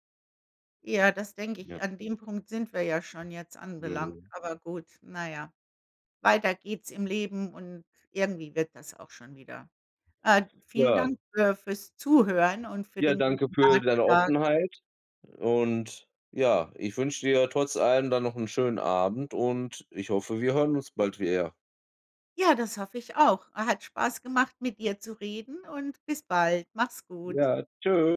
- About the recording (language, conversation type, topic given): German, unstructured, Wie gehst du mit schlechtem Management um?
- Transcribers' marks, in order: joyful: "Ja, das hoffe ich auch"